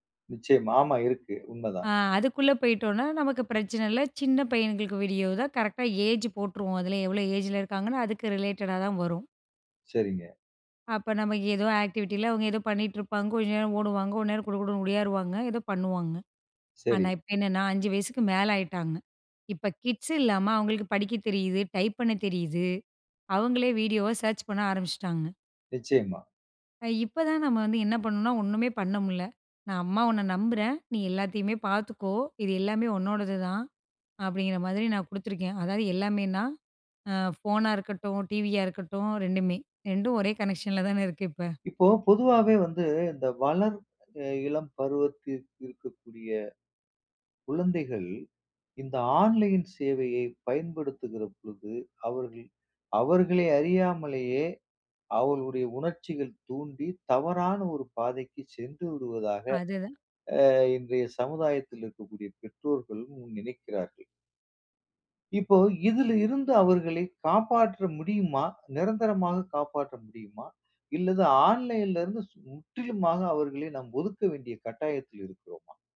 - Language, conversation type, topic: Tamil, podcast, குழந்தைகள் ஆன்லைனில் இருக்கும் போது பெற்றோர் என்னென்ன விஷயங்களை கவனிக்க வேண்டும்?
- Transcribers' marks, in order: in English: "ஏஜ்"; in English: "ஏஜ்"; in English: "ரிலேட்டடா"; in English: "ஆக்டிவிட்டியில"; in English: "கிட்ஸ்"; in English: "டைப்"; in English: "வீடியோவ சர்ச்"; in English: "கனெக்ஷன்ல"; in English: "ஆன்லைன்ல"